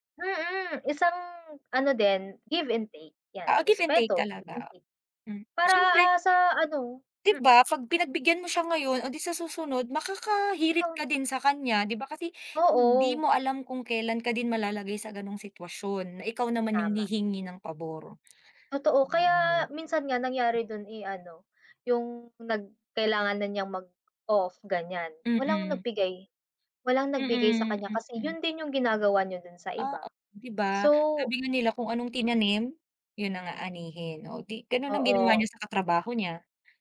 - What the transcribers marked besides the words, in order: other background noise
- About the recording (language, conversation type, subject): Filipino, unstructured, Ano-anong mga bagay ang mahalaga sa pagpili ng trabaho?